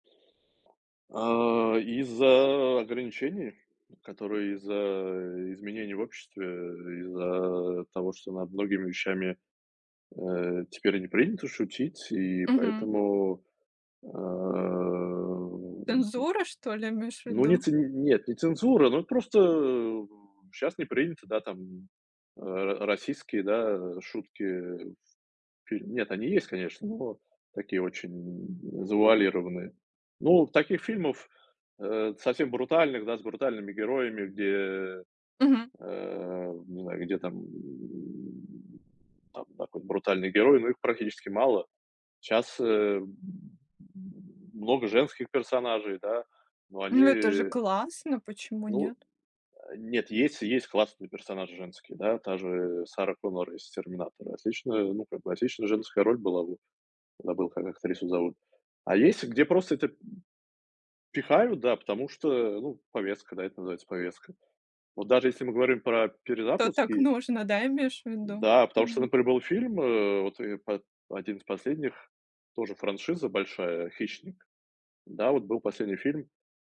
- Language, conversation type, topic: Russian, podcast, Как ты относишься к ремейкам и перезапускам?
- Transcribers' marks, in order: other background noise; tapping; drawn out: "там"